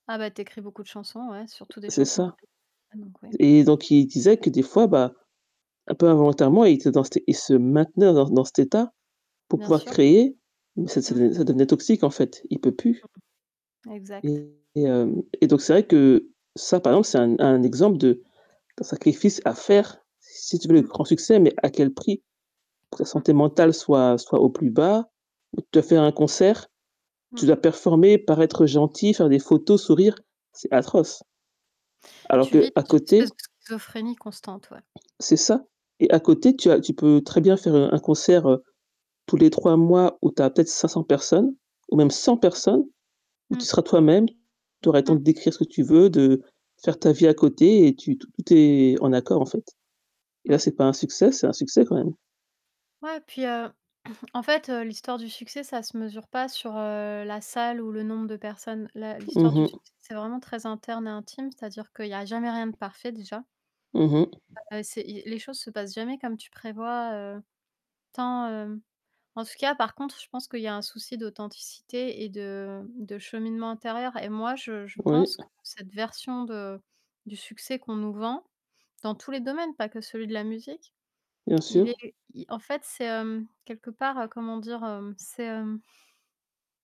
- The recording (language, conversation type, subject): French, unstructured, Comment définis-tu le succès personnel aujourd’hui ?
- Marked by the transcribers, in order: static; unintelligible speech; stressed: "maintenait"; other background noise; distorted speech; stressed: "cent"; throat clearing; tapping